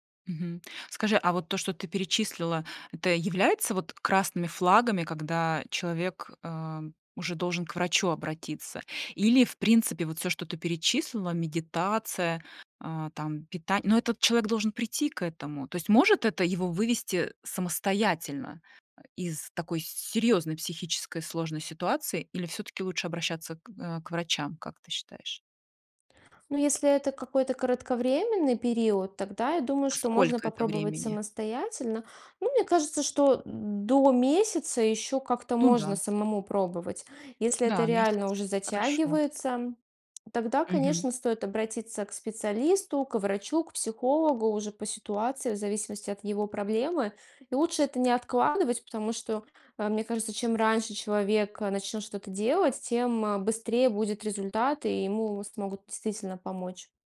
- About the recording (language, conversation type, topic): Russian, podcast, Какие простые вещи помогают лучше слышать своё тело?
- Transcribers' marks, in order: other background noise; tapping